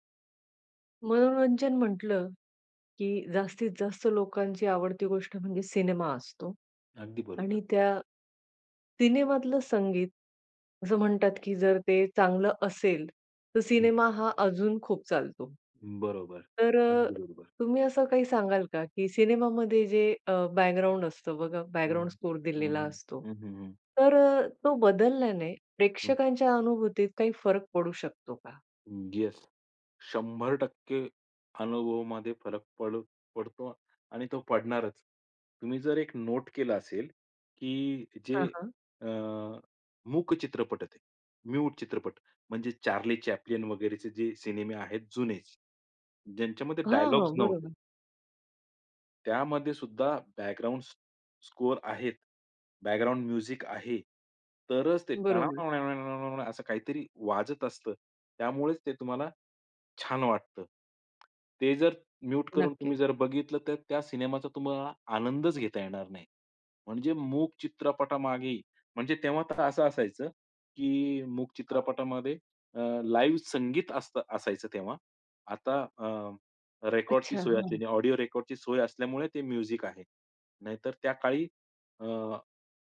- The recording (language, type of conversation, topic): Marathi, podcast, सिनेमात संगीतामुळे भावनांना कशी उर्जा मिळते?
- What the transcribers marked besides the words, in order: in English: "म्युझिक"; humming a tune; tapping; other background noise; in English: "ऑडिओ"; in English: "म्युझिक"